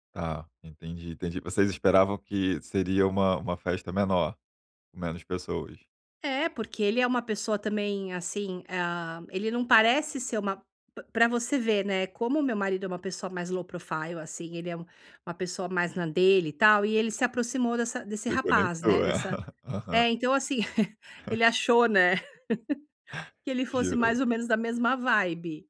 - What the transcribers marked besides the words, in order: in English: "low profile"; laugh; chuckle; giggle; laugh
- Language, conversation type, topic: Portuguese, advice, Como posso aproveitar melhor as festas sociais sem me sentir deslocado?